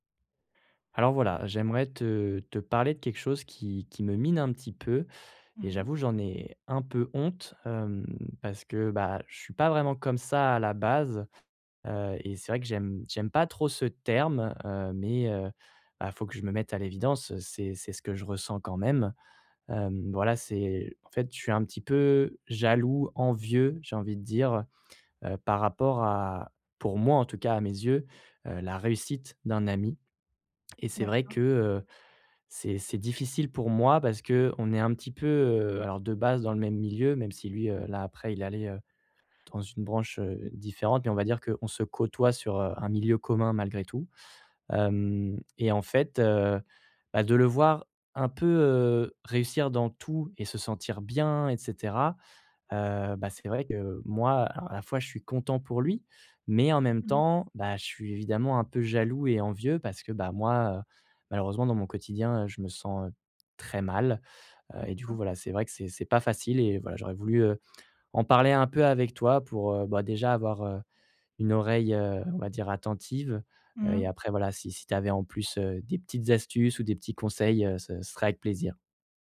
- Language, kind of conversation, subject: French, advice, Comment gères-tu la jalousie que tu ressens face à la réussite ou à la promotion d’un ami ?
- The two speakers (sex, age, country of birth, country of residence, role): female, 35-39, France, France, advisor; male, 25-29, France, France, user
- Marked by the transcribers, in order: stressed: "très mal"